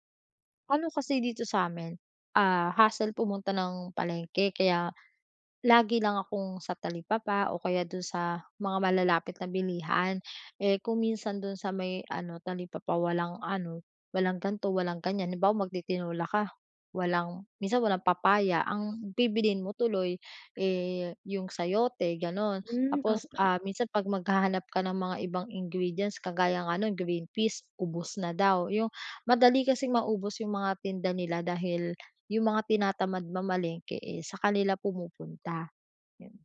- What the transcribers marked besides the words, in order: in English: "hassle"; "okey" said as "apay"
- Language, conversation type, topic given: Filipino, advice, Paano ako mas magiging kumpiyansa sa simpleng pagluluto araw-araw?